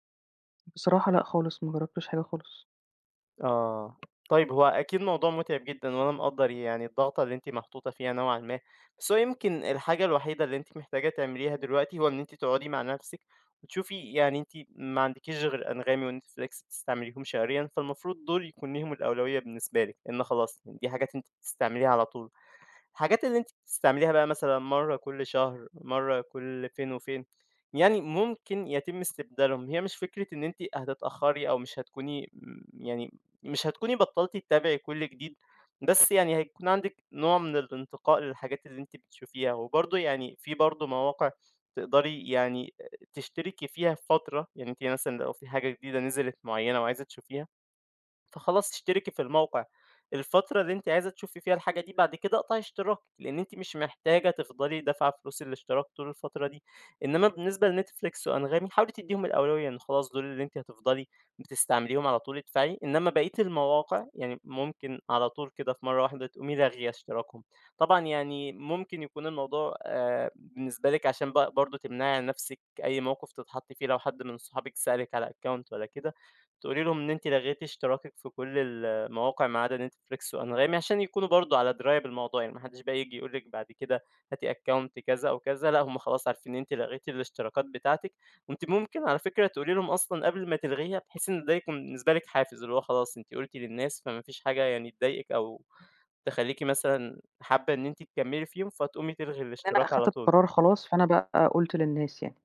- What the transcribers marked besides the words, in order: tapping; in English: "Account"; in English: "Account"; other background noise
- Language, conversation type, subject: Arabic, advice, إزاي أسيطر على الاشتراكات الشهرية الصغيرة اللي بتتراكم وبتسحب من ميزانيتي؟